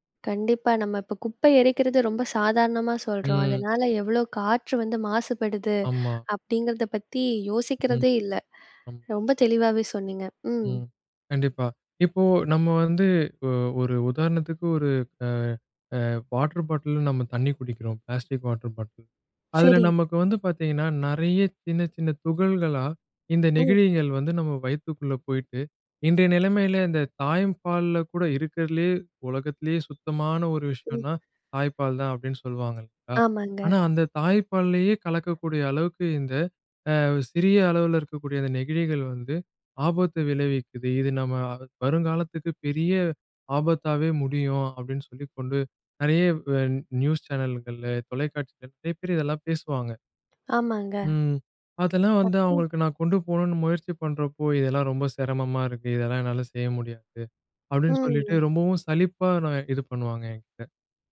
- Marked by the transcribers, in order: other noise; unintelligible speech; drawn out: "ம்"
- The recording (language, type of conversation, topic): Tamil, podcast, இந்திய குடும்பமும் சமூகமும் தரும் அழுத்தங்களை நீங்கள் எப்படிச் சமாளிக்கிறீர்கள்?